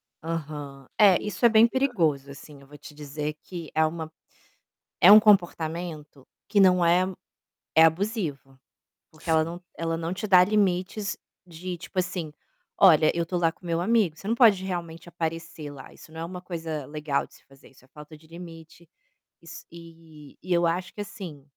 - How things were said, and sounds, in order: distorted speech; other background noise
- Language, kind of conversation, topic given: Portuguese, advice, Como lidar com ciúmes e insegurança no relacionamento?